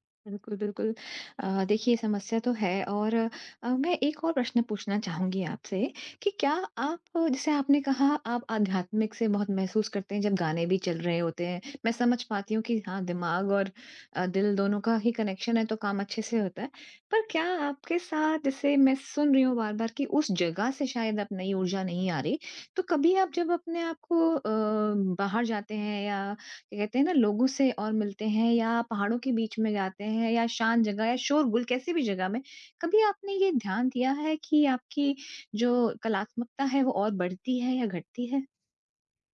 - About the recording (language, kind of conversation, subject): Hindi, advice, परिचित माहौल में निरंतर ऊब महसूस होने पर नए विचार कैसे लाएँ?
- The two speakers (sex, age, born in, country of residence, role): female, 40-44, India, Netherlands, advisor; male, 30-34, India, India, user
- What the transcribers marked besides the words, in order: in English: "कनेक्शन"; tapping